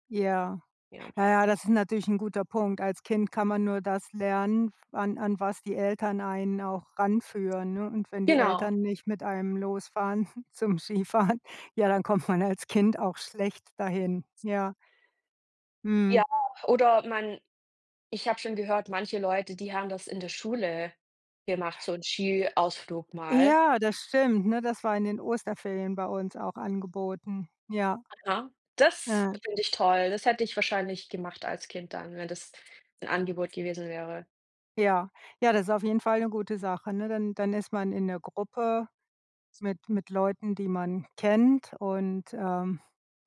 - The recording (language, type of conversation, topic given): German, unstructured, Welche Sportarten machst du am liebsten und warum?
- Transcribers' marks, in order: laughing while speaking: "Skifahren"; drawn out: "Ja"; other noise